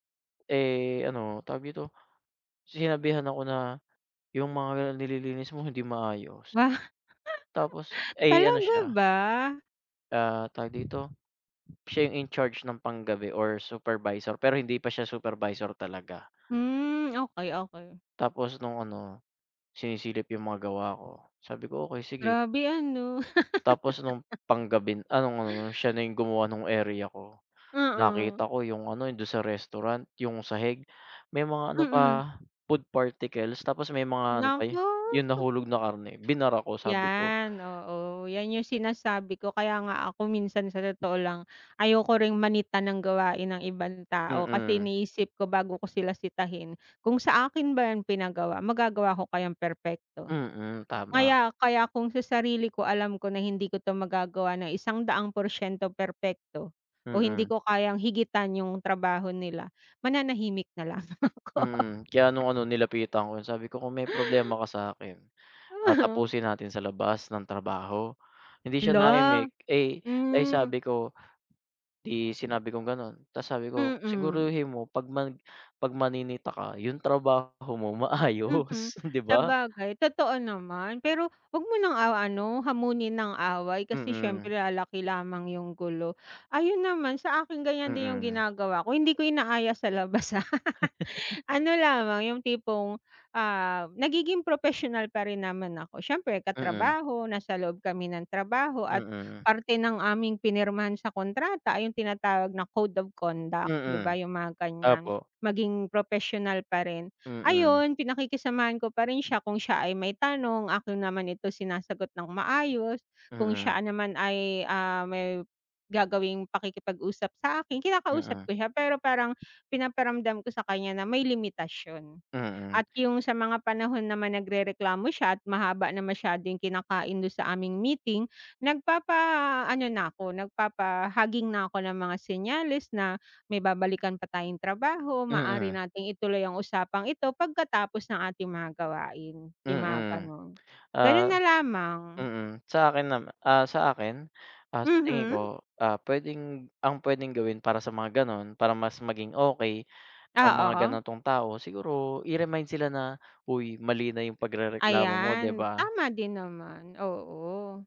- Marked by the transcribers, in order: tapping; other background noise; laughing while speaking: "Ba, talaga ba?"; wind; laugh; laughing while speaking: "na lang ako"; laugh; laughing while speaking: "maayos, 'di ba?"; "lalaki" said as "alaki"; laughing while speaking: "ah. Ano lamang"; chuckle
- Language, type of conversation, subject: Filipino, unstructured, Ano ang masasabi mo tungkol sa mga taong laging nagrereklamo pero walang ginagawa?